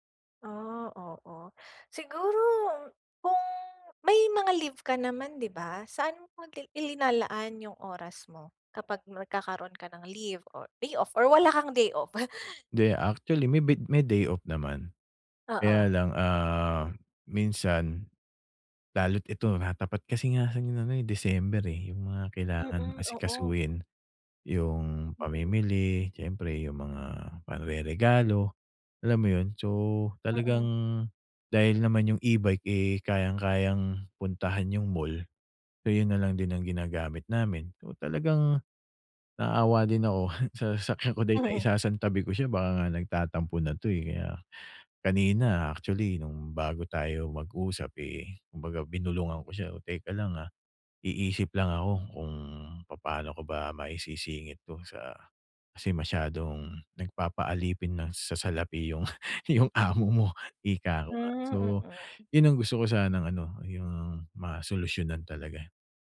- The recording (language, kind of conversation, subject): Filipino, advice, Paano ako makakabuo ng regular na malikhaing rutina na maayos at organisado?
- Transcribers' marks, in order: chuckle; chuckle; laughing while speaking: "yung, yung amo mo"